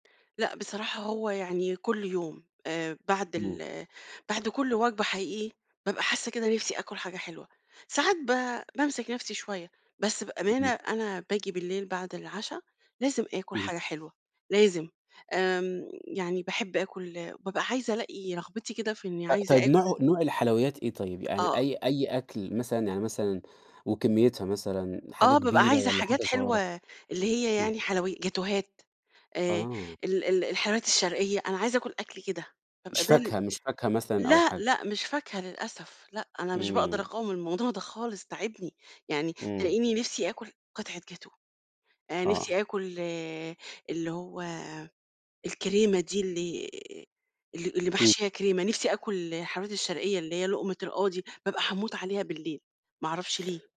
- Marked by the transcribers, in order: none
- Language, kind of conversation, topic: Arabic, advice, إزاي أتعامل مع رغبتي الشديدة في الحلويات بعد العشا وأنا مش بعرف أقاومها؟